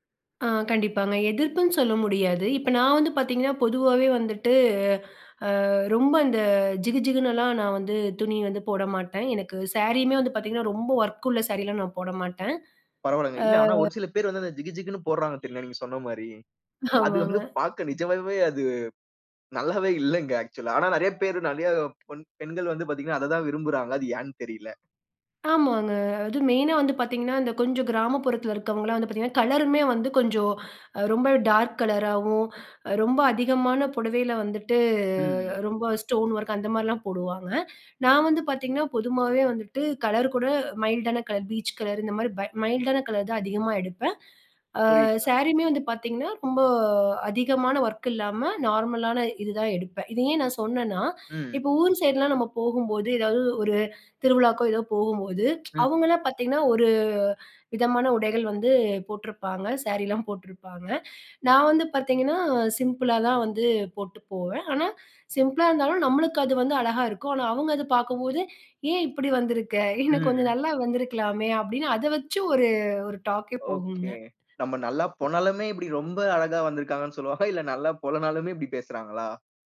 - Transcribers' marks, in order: inhale; drawn out: "ஆ"; "தெரியுமா" said as "தெர்னா"; horn; chuckle; in English: "ஆக்சுலா"; inhale; drawn out: "வந்துட்டு"; in English: "ஸ்டோன் ஒர்க்"; inhale; "பொதுவாவே" said as "பொதுமாவே"; in English: "மைல்டான கலர் பீச் கலர்"; in English: "மைல்டான கலர்"; inhale; inhale; inhale; tsk; inhale; inhale; laughing while speaking: "இன்னும் கொஞ்சம்"; in English: "டாக்கே"
- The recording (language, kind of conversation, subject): Tamil, podcast, மற்றோரின் கருத்து உன் உடைத் தேர்வை பாதிக்குமா?